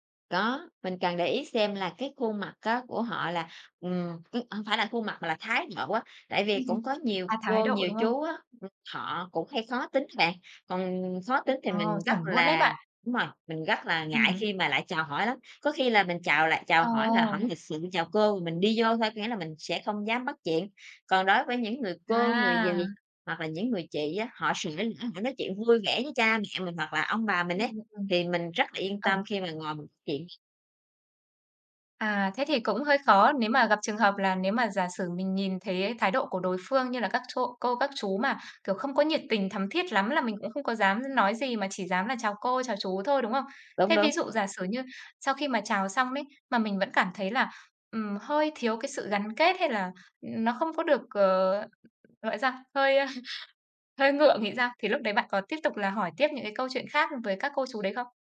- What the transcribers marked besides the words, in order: tapping; other background noise; "cô-" said as "trô"; laughing while speaking: "hơi, a"
- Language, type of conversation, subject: Vietnamese, podcast, Bạn bắt chuyện với người mới quen như thế nào?